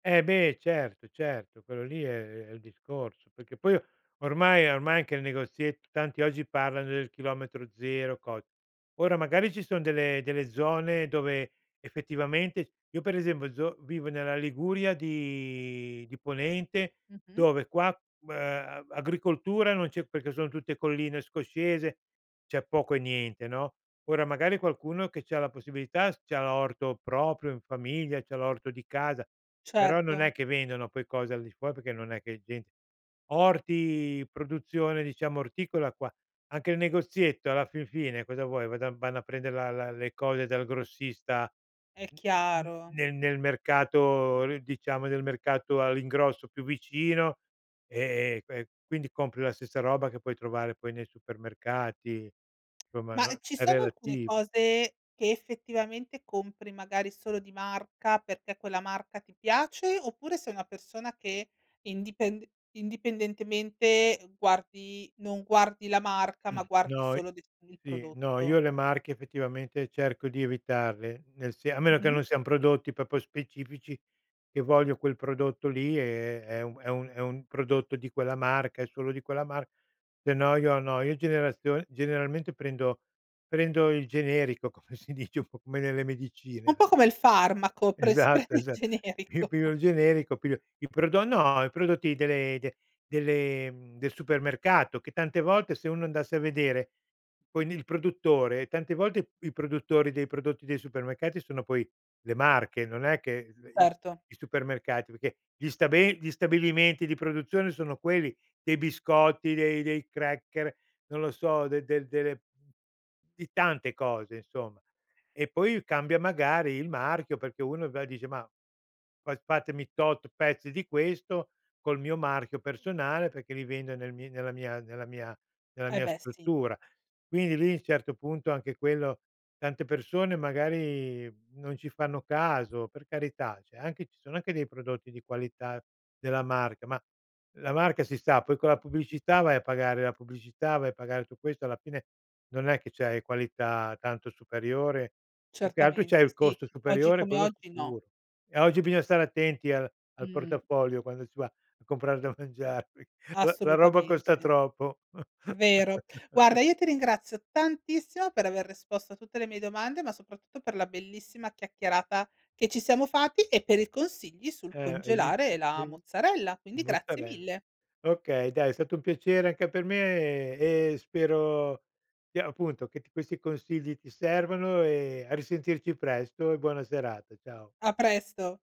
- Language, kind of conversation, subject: Italian, podcast, Qual è un rito che hai legato al mercato o alla spesa?
- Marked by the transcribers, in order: drawn out: "di"; throat clearing; "proprio" said as "popo"; tapping; laughing while speaking: "si prende il generico"; other background noise; chuckle; "Cioè" said as "ceh"; "bisogna" said as "bisoa"; laughing while speaking: "da mangiare"; chuckle; "risposto" said as "resposto"